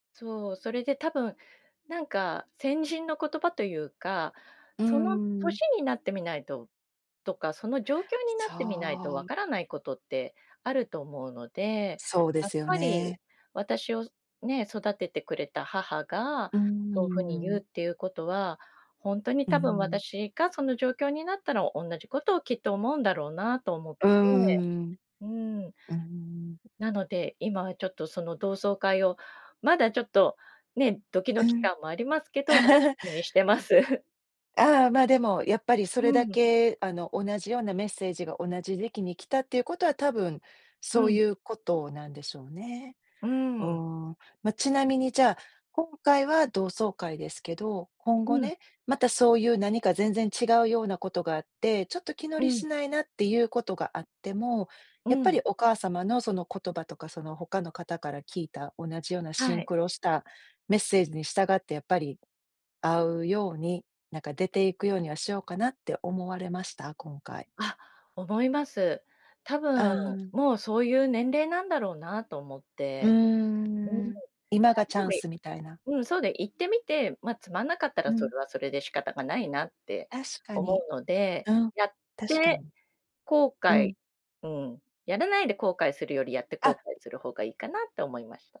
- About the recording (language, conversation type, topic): Japanese, podcast, 誰かの一言で方向がガラッと変わった経験はありますか？
- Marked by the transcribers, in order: other background noise; laugh; laughing while speaking: "してます"; other noise; tapping